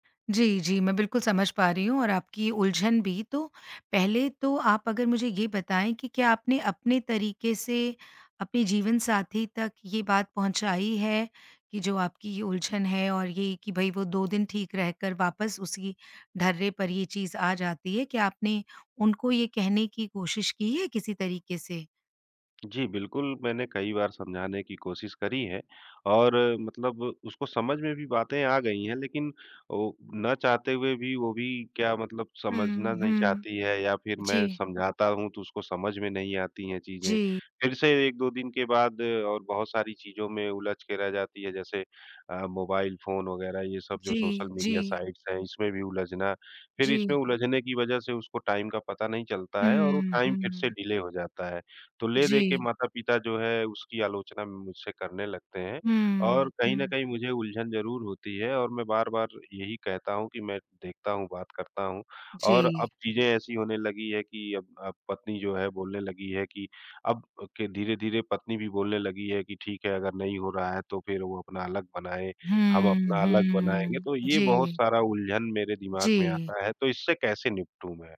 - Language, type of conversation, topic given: Hindi, advice, शादी के बाद जीवनशैली बदलने पर माता-पिता की आलोचना से आप कैसे निपट रहे हैं?
- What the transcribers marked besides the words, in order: in English: "साइट्स"; in English: "टाइम"; in English: "टाइम"; in English: "डिले"